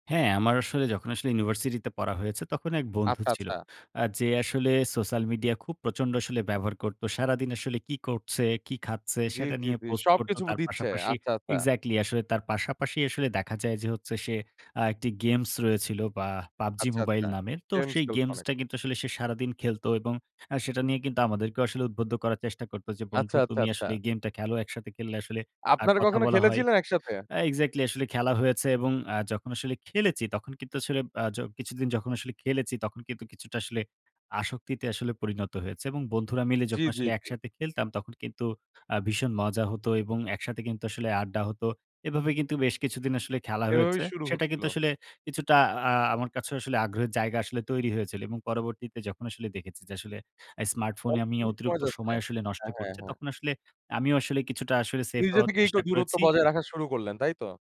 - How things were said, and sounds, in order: "সোশ্যাল" said as "সোস্যাল"; unintelligible speech; "হয়েছিল" said as "হতল"; unintelligible speech
- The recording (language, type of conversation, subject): Bengali, podcast, সোশ্যাল মিডিয়ায় সময় সীমিত রাখার উপায়